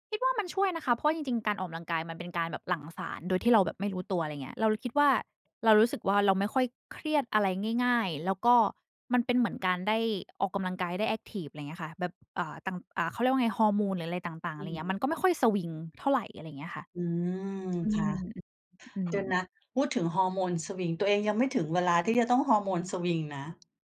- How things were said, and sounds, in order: none
- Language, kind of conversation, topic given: Thai, unstructured, คุณคิดว่าการออกกำลังกายช่วยเปลี่ยนแปลงชีวิตคุณอย่างไร?